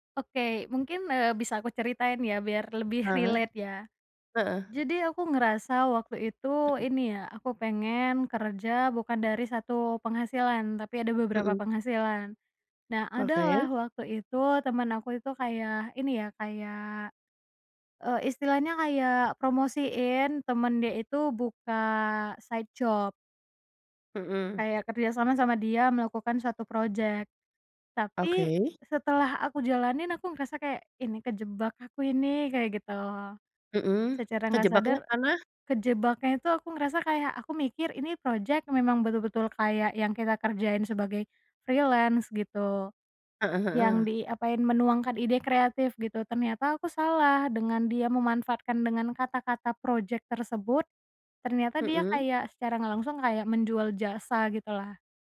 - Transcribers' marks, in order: in English: "relate"; in English: "side job"; in English: "freelance"; tapping
- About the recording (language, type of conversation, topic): Indonesian, podcast, Bagaimana cara kamu memaafkan diri sendiri setelah melakukan kesalahan?